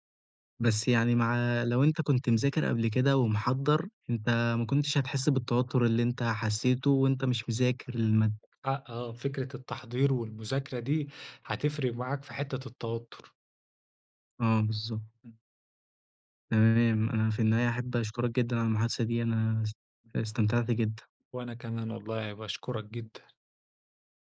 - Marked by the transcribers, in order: other background noise; unintelligible speech
- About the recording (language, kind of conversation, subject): Arabic, podcast, إزاي بتتعامل مع التوتر اليومي؟